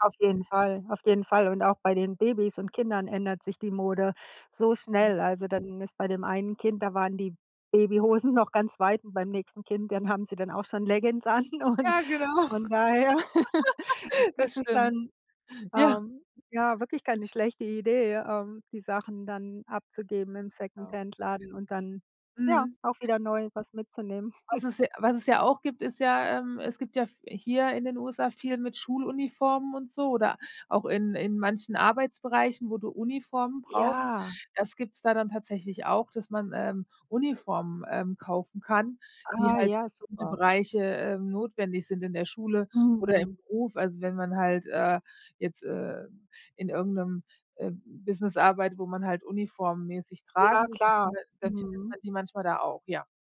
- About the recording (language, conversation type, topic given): German, podcast, Wie stehst du zu Secondhand-Mode?
- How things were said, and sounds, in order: stressed: "so"; laughing while speaking: "noch"; laughing while speaking: "haben"; laughing while speaking: "genau"; laugh; laughing while speaking: "Leggins an. Und von daher"; laugh; laughing while speaking: "Ja"; chuckle